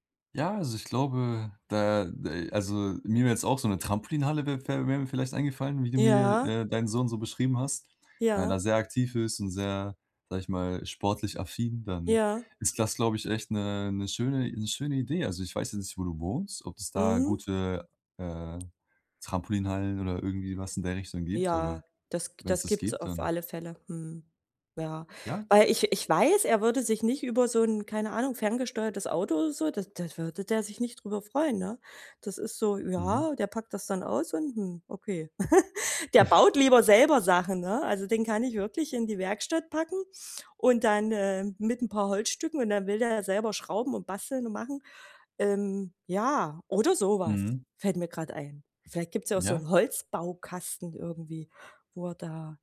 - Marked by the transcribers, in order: other background noise; chuckle
- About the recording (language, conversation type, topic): German, advice, Wie finde ich passende Geschenke für verschiedene Anlässe?